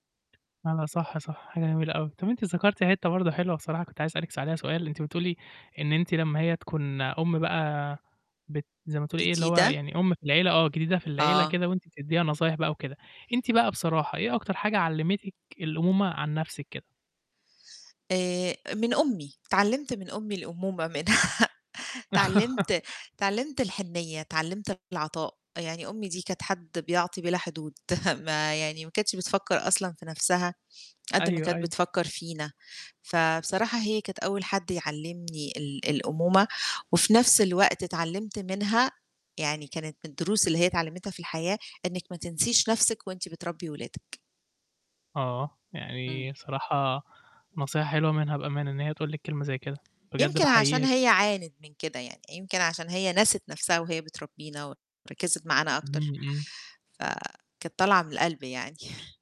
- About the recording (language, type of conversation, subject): Arabic, podcast, إزاي بتنظّمي وقتك في البيت لما يبقى عندِك أطفال؟
- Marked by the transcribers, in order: static; laughing while speaking: "منها"; chuckle; chuckle; chuckle